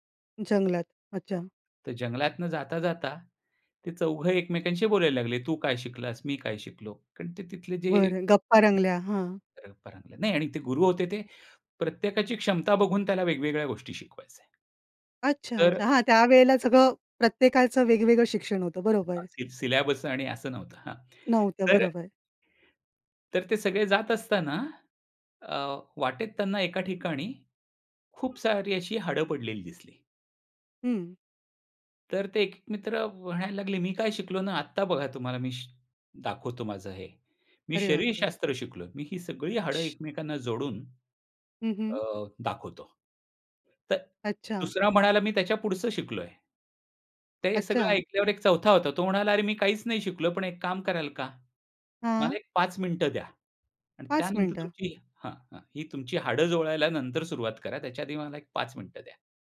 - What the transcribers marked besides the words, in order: other noise; other background noise; tapping; in English: "सिलेबस"; shush
- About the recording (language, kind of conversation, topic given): Marathi, podcast, लोकांना प्रेरित करण्यासाठी तुम्ही कथा कशा वापरता?